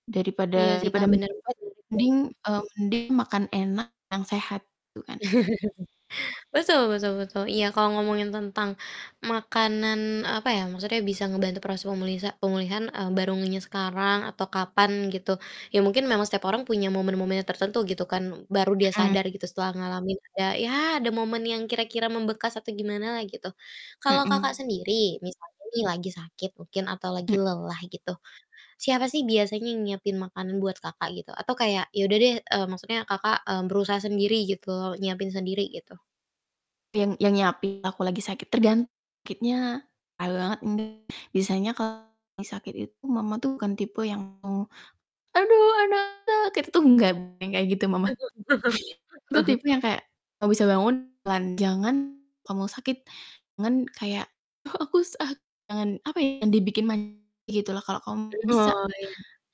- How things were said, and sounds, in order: distorted speech; unintelligible speech; laugh; static; unintelligible speech; put-on voice: "Aduh, anak-anak"; laugh; put-on voice: "Ah aku sakit"
- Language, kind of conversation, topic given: Indonesian, podcast, Menurut pengalamanmu, apa peran makanan dalam proses pemulihan?